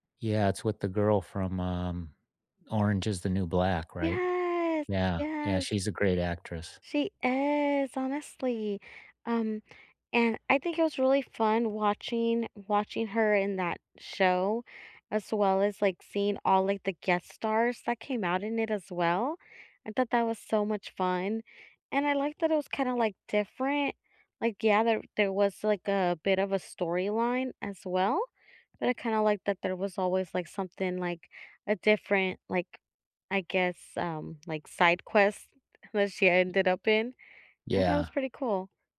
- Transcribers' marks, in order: drawn out: "Yes"; tapping
- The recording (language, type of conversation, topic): English, unstructured, What underrated TV series would you recommend to everyone, and why do you think it appeals to so many people?
- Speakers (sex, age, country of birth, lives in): female, 35-39, United States, United States; male, 60-64, United States, United States